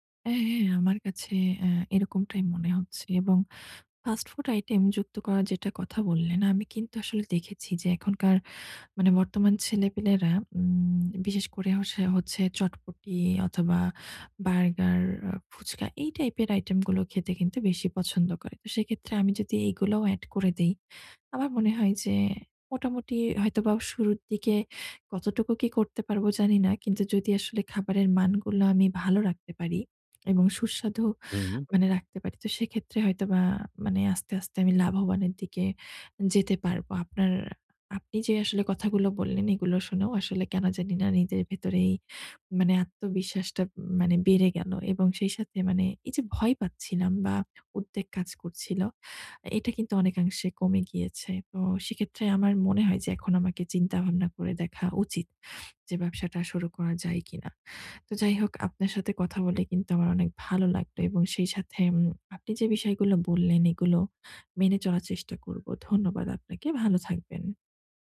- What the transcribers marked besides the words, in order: tapping; other background noise; snort
- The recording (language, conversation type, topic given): Bengali, advice, ভয় বা উদ্বেগ অনুভব করলে আমি কীভাবে নিজেকে বিচার না করে সেই অনুভূতিকে মেনে নিতে পারি?